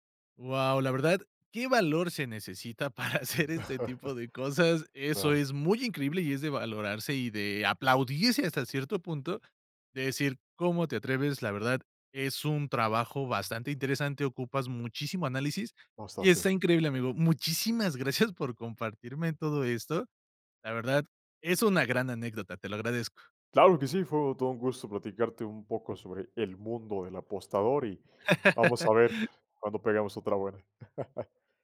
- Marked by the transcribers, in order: other background noise; laughing while speaking: "para hacer"; laugh; chuckle; laugh; chuckle
- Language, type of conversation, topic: Spanish, podcast, ¿Cómo te recuperas cuando una apuesta no sale como esperabas?